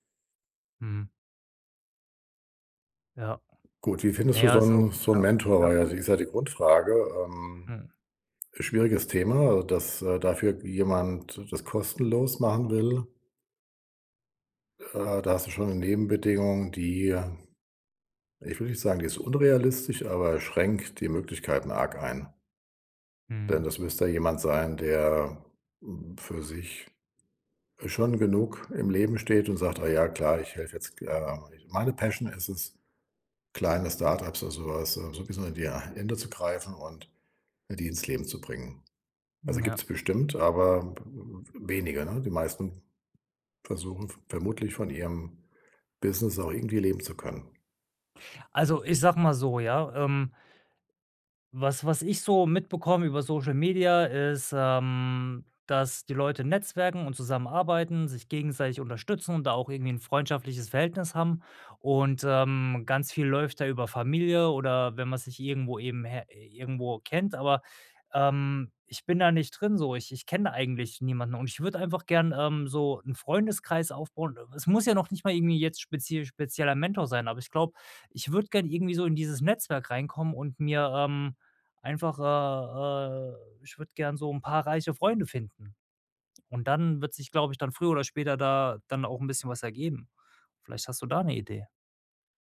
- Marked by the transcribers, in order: none
- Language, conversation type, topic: German, advice, Wie finde ich eine Mentorin oder einen Mentor und nutze ihre oder seine Unterstützung am besten?